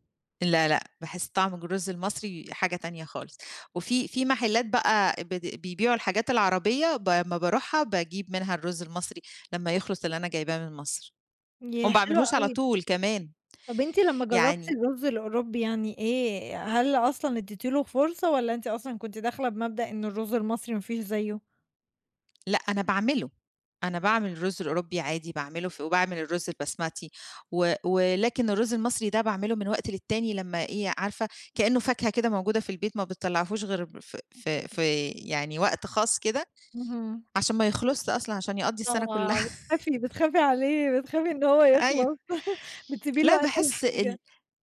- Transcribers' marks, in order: tapping; laugh; laughing while speaking: "أيوه"; laugh
- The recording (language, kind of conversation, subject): Arabic, podcast, إيه أكتر أكلة من أكل البيت اتربّيت عليها ومابتزهقش منها؟
- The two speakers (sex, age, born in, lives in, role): female, 20-24, Egypt, Romania, host; female, 40-44, Egypt, Greece, guest